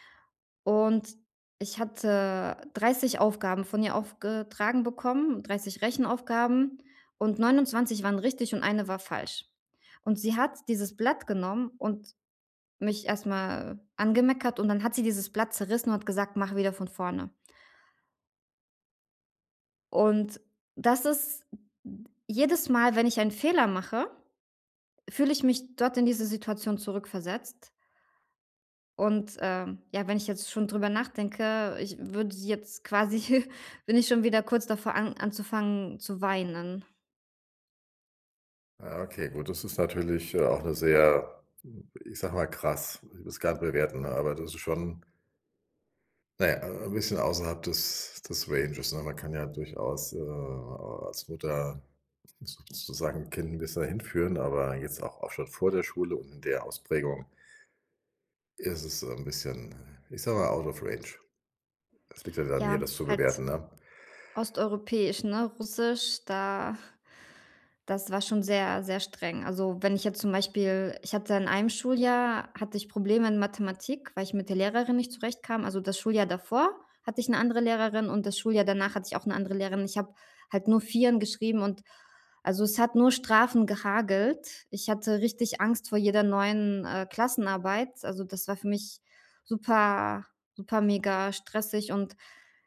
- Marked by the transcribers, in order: chuckle; in English: "Ranges"; in English: "Out of range"; other noise; "Vierer" said as "Vieren"
- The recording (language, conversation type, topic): German, advice, Wie kann ich nach einem Fehler freundlicher mit mir selbst umgehen?